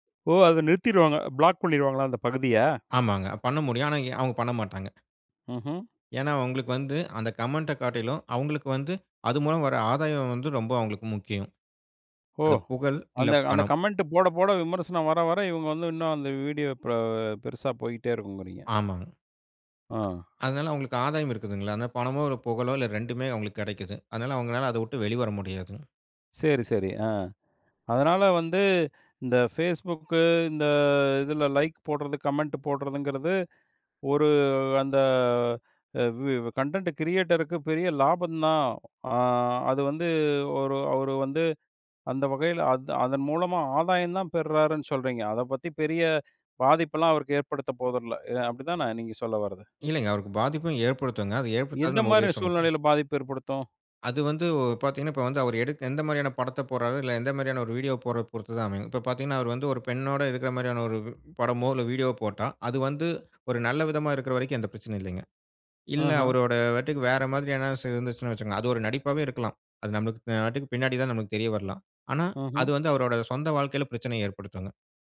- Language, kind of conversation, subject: Tamil, podcast, பேஸ்புக்கில் கிடைக்கும் லைக் மற்றும் கருத்துகளின் அளவு உங்கள் மனநிலையை பாதிக்கிறதா?
- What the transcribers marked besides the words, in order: in English: "பிளாக்"; in English: "கமெண்ட்ட"; in English: "கமெண்ட்"; other background noise; in English: "லைக்"; in English: "கமெண்ட்"; in English: "கன்டென்ட் கிரியேட்டருக்கு"; unintelligible speech; "நடிப்புக்கு" said as "வட்டிக்கு"